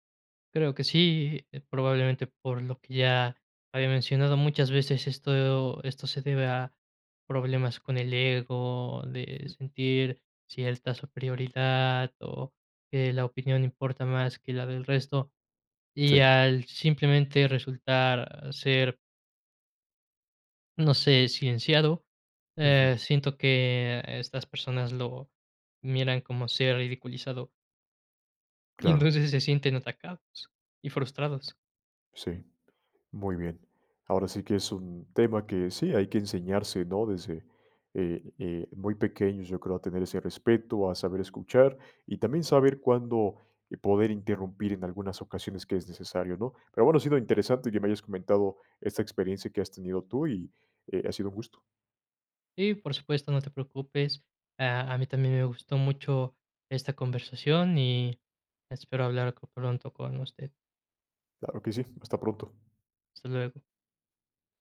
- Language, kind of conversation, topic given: Spanish, podcast, ¿Cómo lidias con alguien que te interrumpe constantemente?
- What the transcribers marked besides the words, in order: other background noise; tapping